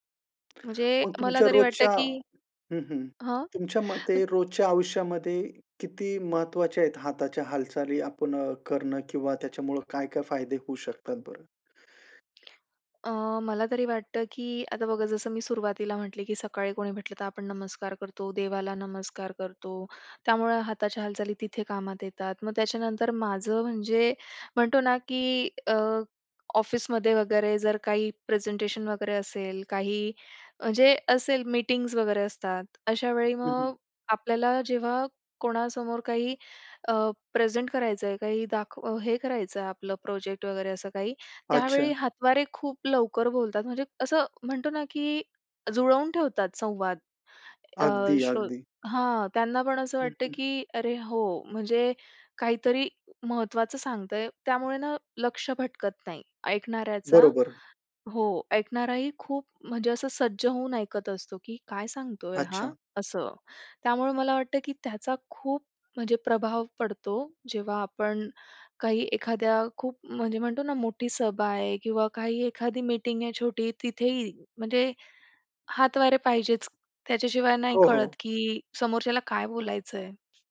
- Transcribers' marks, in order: other background noise; tapping; other noise
- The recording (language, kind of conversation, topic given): Marathi, podcast, हातांच्या हालचालींचा अर्थ काय असतो?